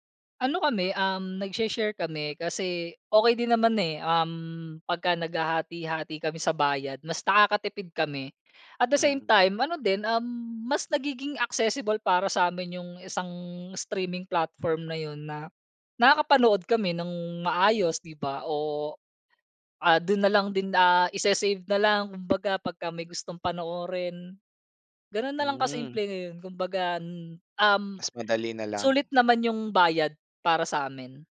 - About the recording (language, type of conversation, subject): Filipino, podcast, Paano nagbago ang panonood mo ng telebisyon dahil sa mga serbisyong panonood sa internet?
- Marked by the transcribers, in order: in English: "At the same time"; in English: "accessible"; in English: "streaming platform"; wind